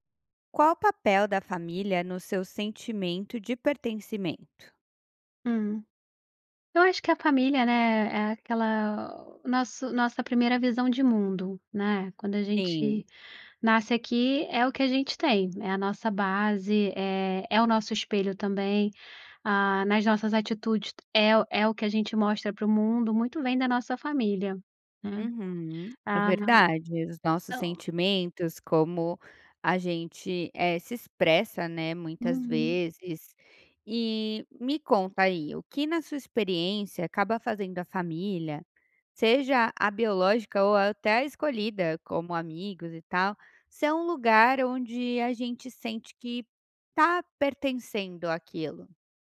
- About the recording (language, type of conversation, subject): Portuguese, podcast, Qual é o papel da família no seu sentimento de pertencimento?
- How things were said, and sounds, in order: none